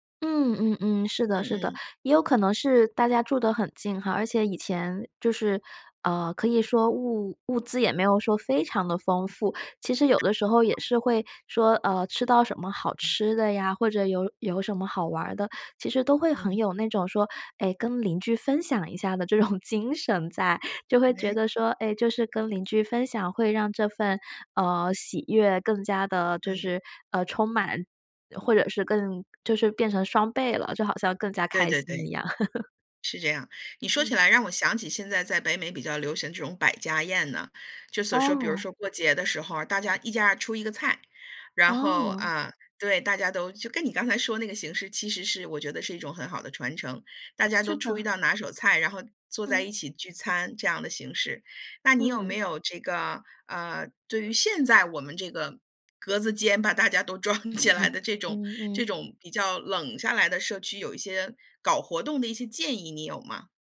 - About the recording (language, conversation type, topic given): Chinese, podcast, 如何让社区更温暖、更有人情味？
- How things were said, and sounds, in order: other background noise; laughing while speaking: "这种"; chuckle; laughing while speaking: "装起"; other noise